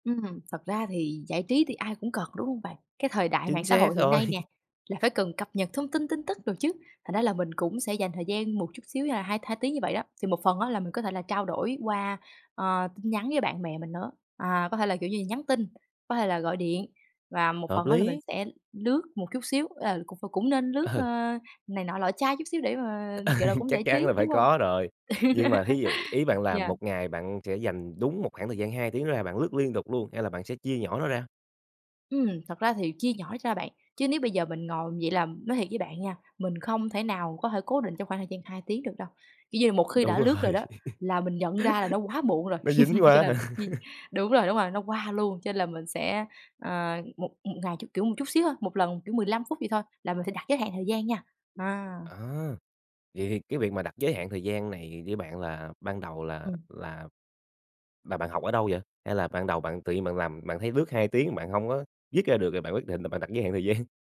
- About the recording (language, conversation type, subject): Vietnamese, podcast, Bạn cân bằng mạng xã hội và đời thực thế nào?
- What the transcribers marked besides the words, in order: tapping; chuckle; chuckle; laugh; laughing while speaking: "Đúng rồi"; chuckle; chuckle; laughing while speaking: "hả?"; chuckle; laughing while speaking: "gian?"